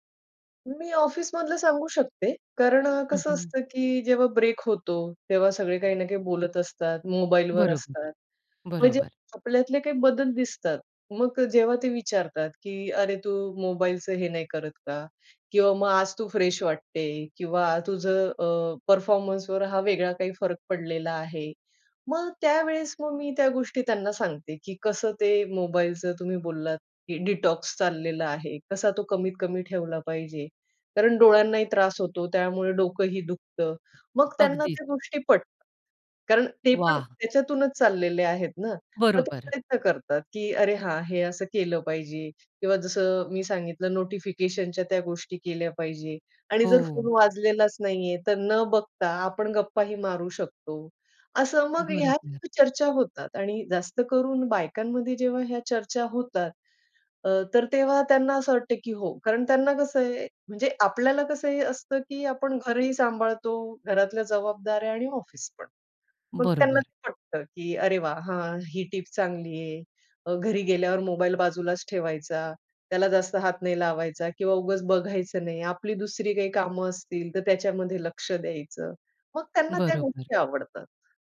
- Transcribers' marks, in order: in English: "ब्रेक"; other background noise; in English: "फ्रेश"; in English: "परफॉर्मन्सवर"; in English: "डिटॉक्स"; in English: "नोटिफिकेशनच्या"; in English: "टीप"
- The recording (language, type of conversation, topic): Marathi, podcast, सूचनांवर तुम्ही नियंत्रण कसे ठेवता?